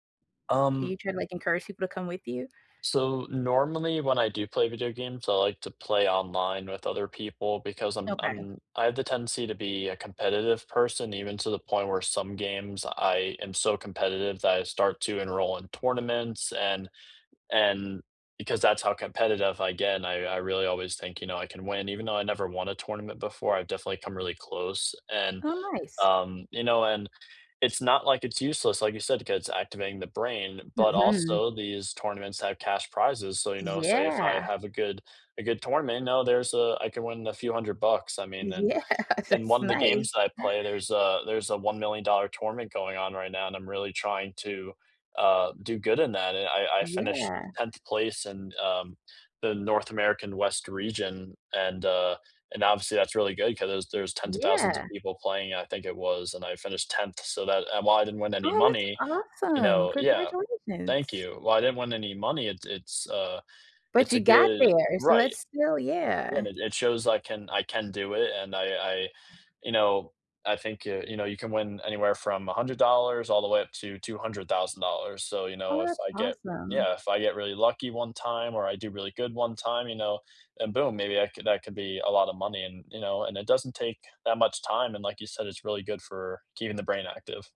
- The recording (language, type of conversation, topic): English, unstructured, What is your favorite way to stay active during the week?
- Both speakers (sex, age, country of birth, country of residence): female, 40-44, United States, United States; male, 20-24, United States, United States
- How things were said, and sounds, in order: tapping; laughing while speaking: "Yeah"; other background noise